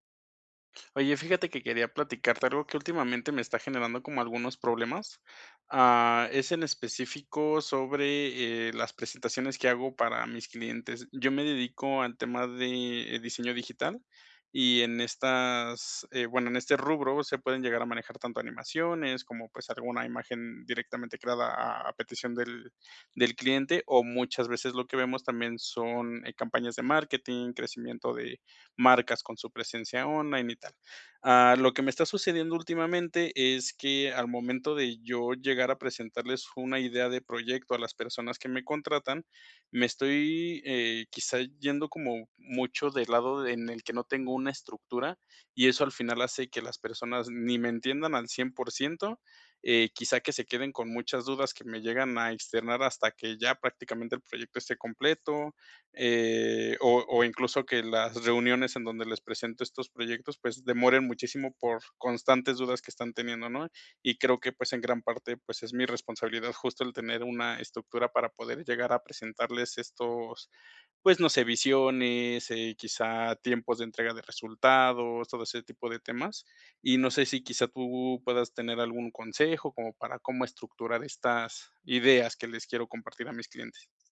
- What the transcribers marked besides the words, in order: none
- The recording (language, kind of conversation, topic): Spanish, advice, ¿Cómo puedo organizar mis ideas antes de una presentación?